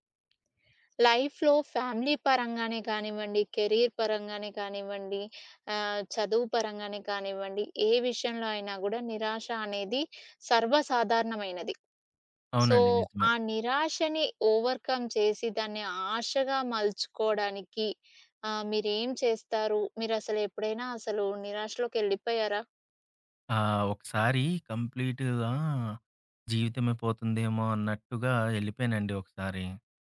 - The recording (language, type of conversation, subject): Telugu, podcast, నిరాశను ఆశగా ఎలా మార్చుకోవచ్చు?
- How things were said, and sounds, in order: tapping; in English: "లైఫ్‌లో ఫ్యామిలీ"; in English: "కెరియర్"; in English: "సో"; in English: "ఓవర్కమ్"